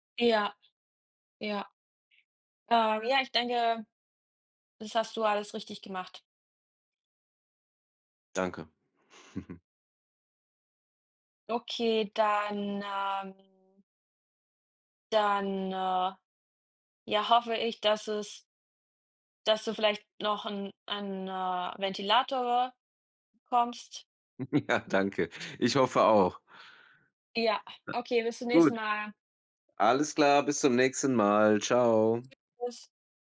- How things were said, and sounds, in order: chuckle; chuckle; laughing while speaking: "Ja"; unintelligible speech
- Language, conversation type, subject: German, unstructured, Wie reagierst du, wenn dein Partner nicht ehrlich ist?